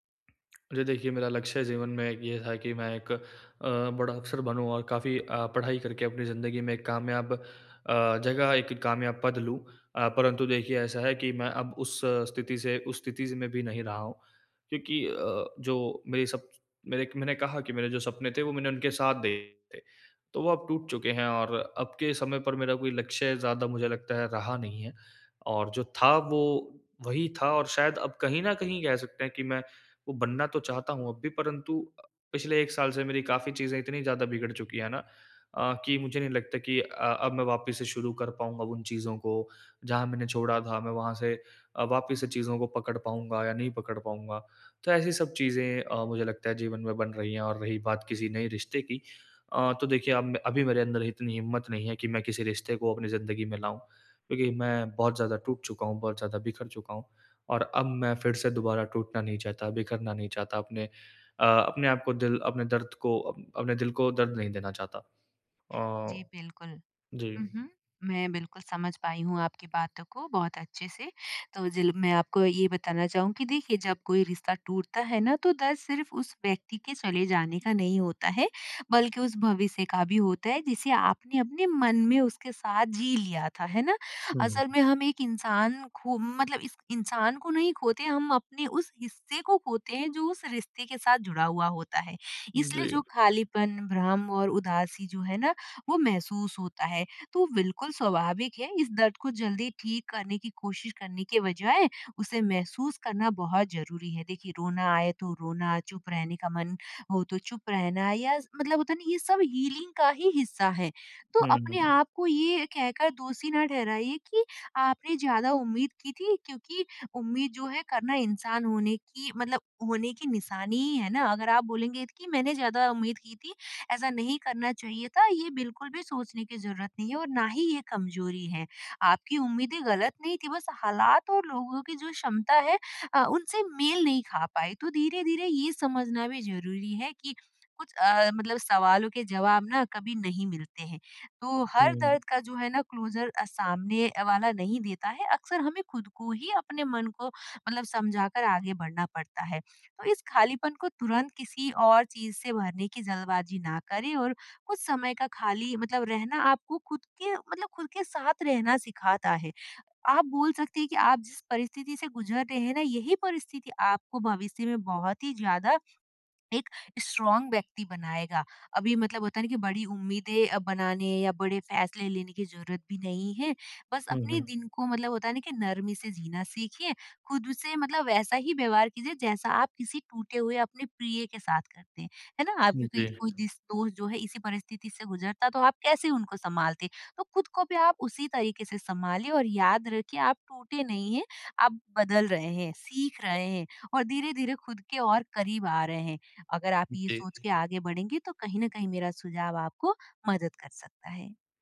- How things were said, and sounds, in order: lip smack; tapping; in English: "हीलिंग"; in English: "क्लोजर"; in English: "स्ट्राँग"
- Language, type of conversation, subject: Hindi, advice, मैं बीती हुई उम्मीदों और अधूरे सपनों को अपनाकर आगे कैसे बढ़ूँ?